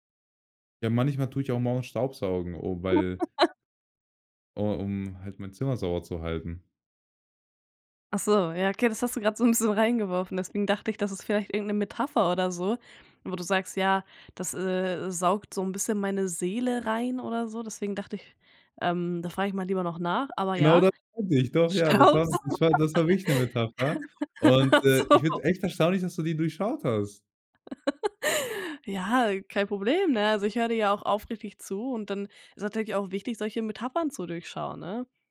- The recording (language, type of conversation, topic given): German, podcast, Welche morgendlichen Rituale helfen dir, gut in den Tag zu starten?
- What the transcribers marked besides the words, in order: giggle; laughing while speaking: "'n bisschen"; joyful: "Genau das meinte ich"; laughing while speaking: "Staubsaugen. Ach so"; laugh; surprised: "erstaunlich, dass du die durchschaut hast"; giggle